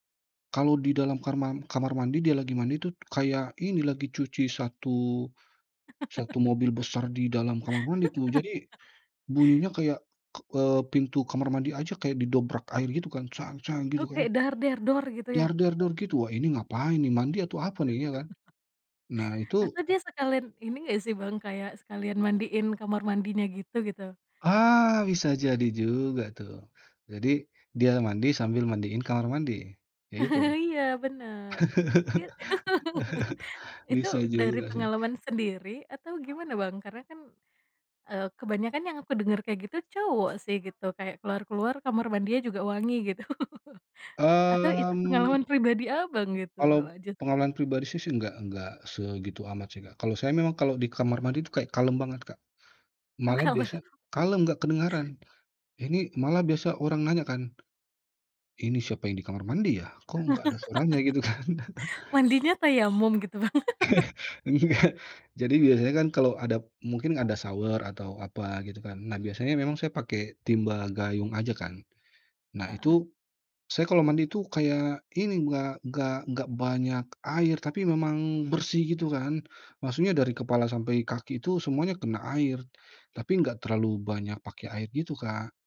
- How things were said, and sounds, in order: laugh; other noise; laugh; laugh; other background noise; laugh; laugh; laughing while speaking: "gitu"; laughing while speaking: "kalap"; laugh; laughing while speaking: "Gitu, kan"; chuckle; laugh
- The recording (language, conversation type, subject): Indonesian, podcast, Bagaimana cara praktis dan sederhana menghemat air di rumah?